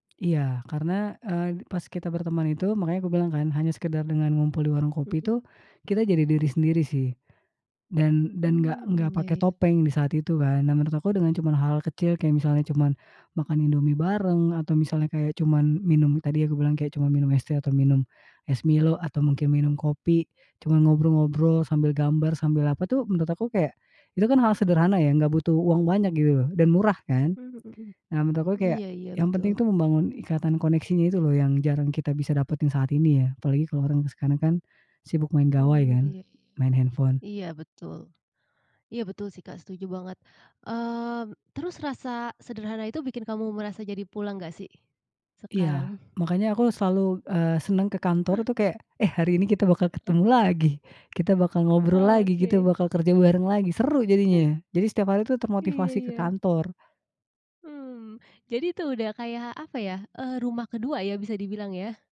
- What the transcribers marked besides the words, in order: "menurut" said as "menut"; "dapatkan" said as "dapetin"; in English: "handphone"
- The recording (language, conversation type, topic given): Indonesian, podcast, Apa trikmu agar hal-hal sederhana terasa berkesan?